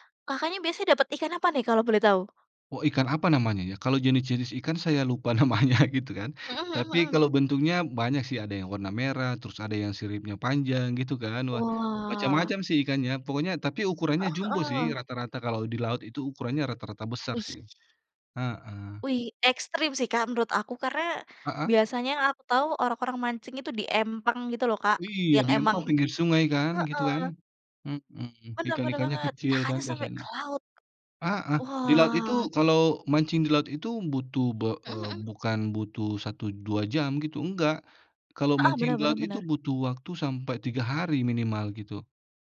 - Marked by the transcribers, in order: tapping; laughing while speaking: "namanya"; drawn out: "Wah"; surprised: "Kakaknya sampai ke laut?"
- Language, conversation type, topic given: Indonesian, unstructured, Pernahkah kamu menemukan hobi yang benar-benar mengejutkan?